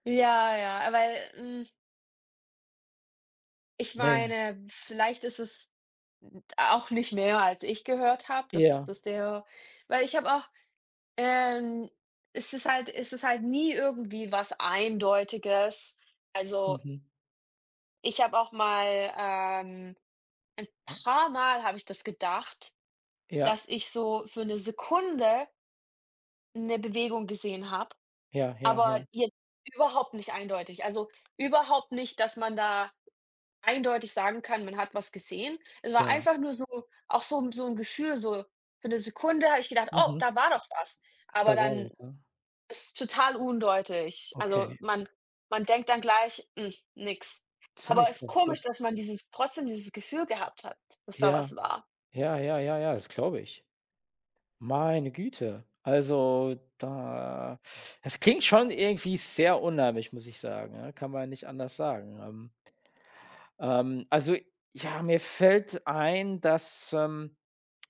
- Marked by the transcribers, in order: "undeutlich" said as "undeutig"
- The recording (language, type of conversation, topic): German, unstructured, Hast du schon einmal etwas Unerklärliches am Himmel gesehen?